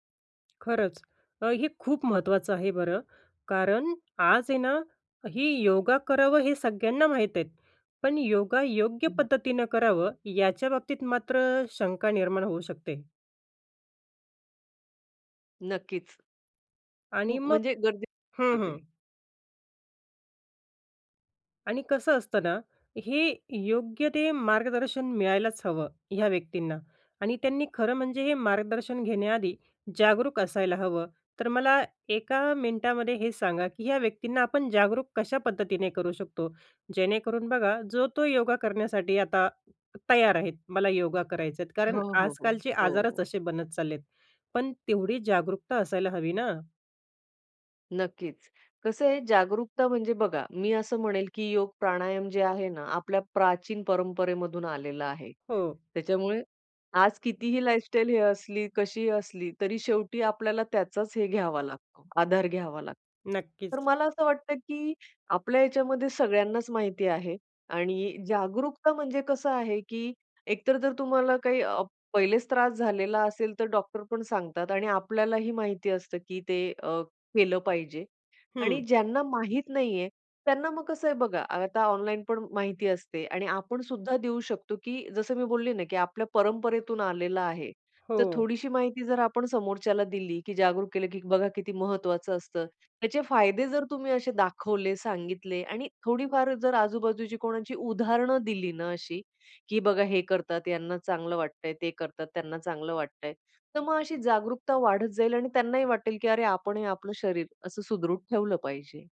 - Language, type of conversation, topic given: Marathi, podcast, श्वासावर आधारित ध्यान कसे करावे?
- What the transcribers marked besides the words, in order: tapping; in English: "लाईफस्टाईल"